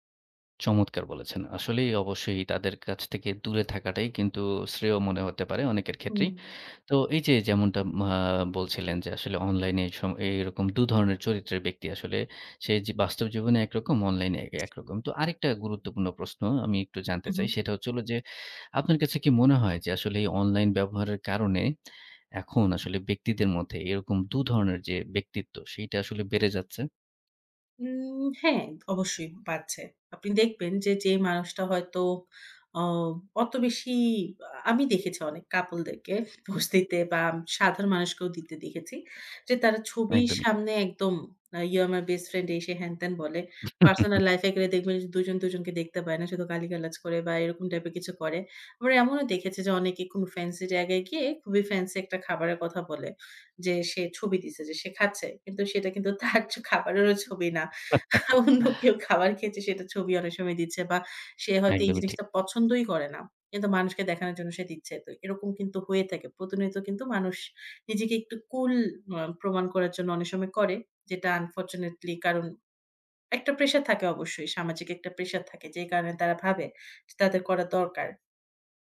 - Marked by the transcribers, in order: other background noise; lip smack; laughing while speaking: "বস্তিতে"; chuckle; tapping; "খুব" said as "কু"; laughing while speaking: "তার জ খাবারেরও ছবি না। অন্য কেউ খাবার খেয়েছে"; chuckle; in English: "unfortunately"
- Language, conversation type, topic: Bengali, podcast, অনলাইনে ভুল বোঝাবুঝি হলে তুমি কী করো?